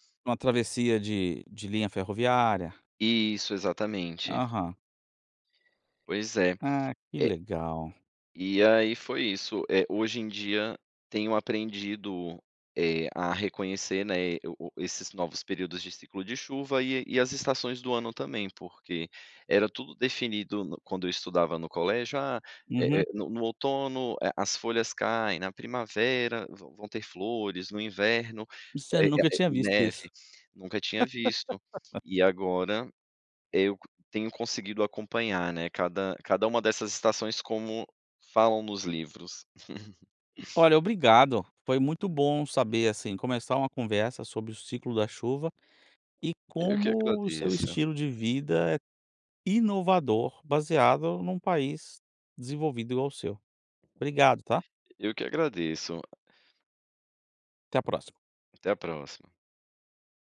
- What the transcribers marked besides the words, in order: tapping; laugh; chuckle; other background noise
- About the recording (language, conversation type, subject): Portuguese, podcast, Como o ciclo das chuvas afeta seu dia a dia?